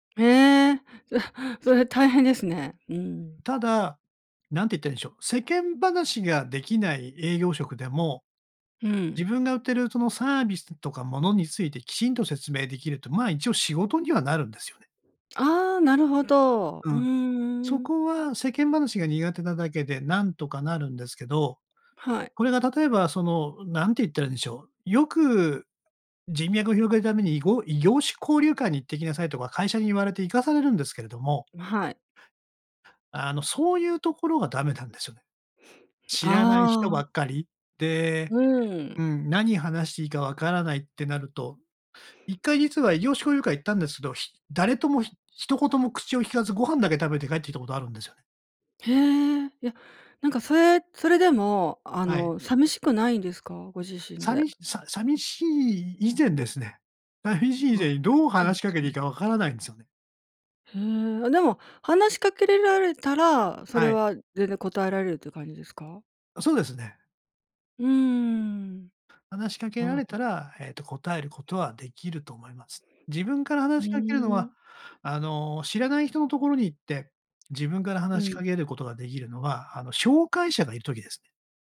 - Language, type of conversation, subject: Japanese, advice, 社交の場で緊張して人と距離を置いてしまうのはなぜですか？
- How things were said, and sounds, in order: other background noise; laughing while speaking: "寂しい"; unintelligible speech